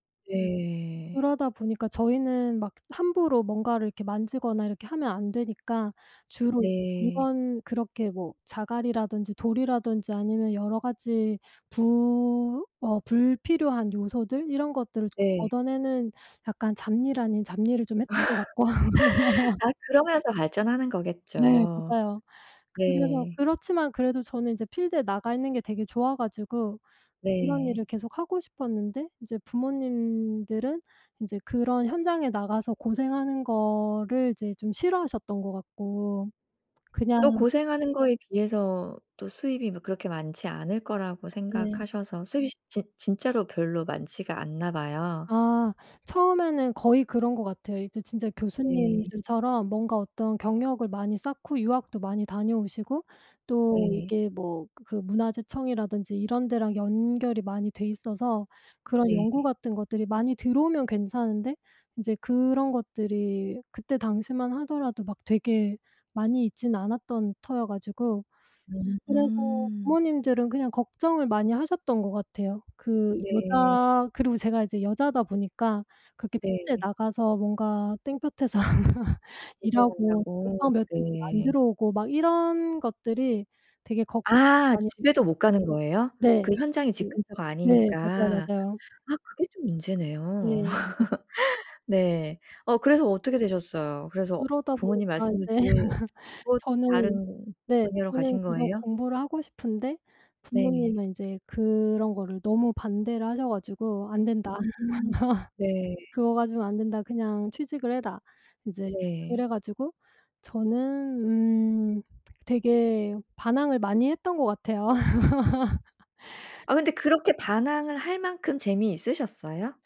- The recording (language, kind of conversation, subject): Korean, podcast, 가족의 기대와 내 진로 선택이 엇갈렸을 때, 어떻게 대화를 풀고 합의했나요?
- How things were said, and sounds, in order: other background noise; tapping; laugh; in English: "필드에"; "수입이" said as "수잇이"; laugh; unintelligible speech; laugh; laugh; laugh; laugh